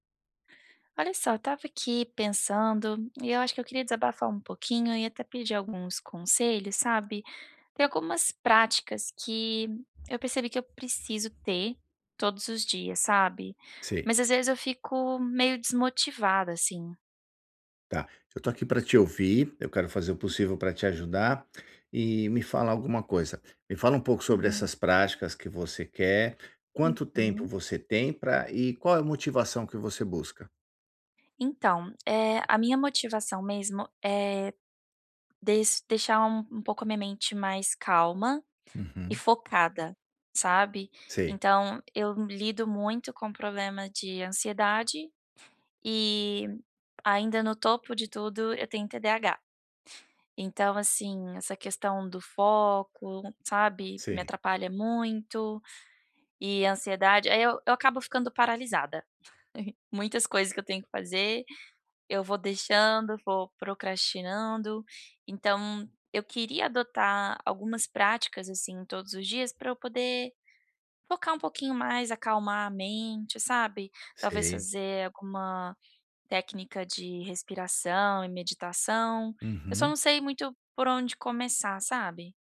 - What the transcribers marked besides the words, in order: other background noise; tapping; chuckle
- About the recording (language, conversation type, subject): Portuguese, advice, Como posso me manter motivado(a) para fazer práticas curtas todos os dias?